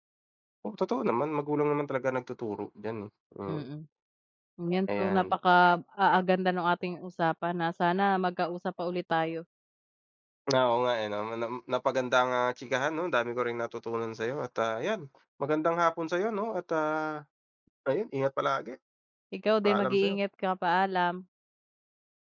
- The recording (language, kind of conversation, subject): Filipino, unstructured, Paano mo ipinapakita ang kabutihan sa araw-araw?
- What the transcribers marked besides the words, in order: dog barking